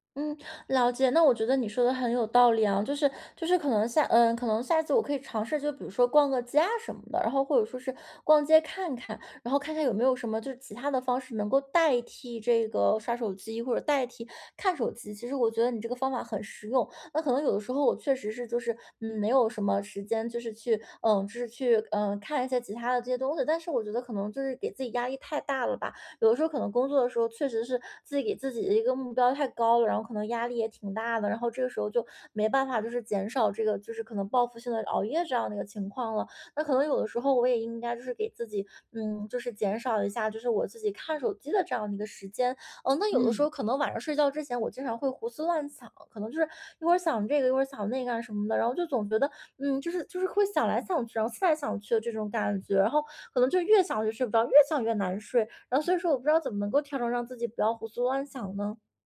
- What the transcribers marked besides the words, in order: none
- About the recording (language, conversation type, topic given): Chinese, advice, 睡前如何减少使用手机和其他屏幕的时间？